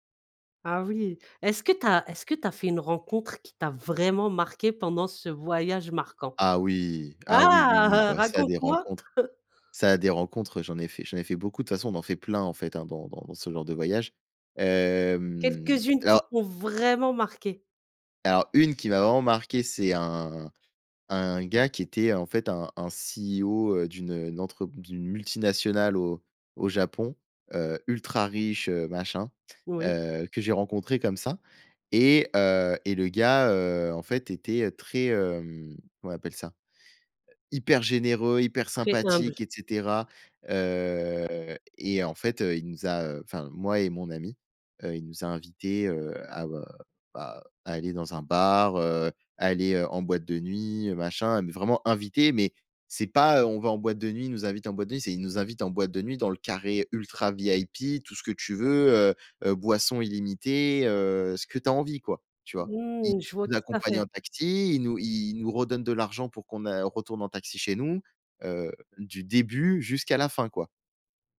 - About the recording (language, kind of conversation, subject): French, podcast, Parle-moi d’un voyage qui t’a vraiment marqué ?
- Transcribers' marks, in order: stressed: "vraiment"; chuckle; drawn out: "hem"; stressed: "vraiment"; other background noise; put-on voice: "CEO"; drawn out: "Heu"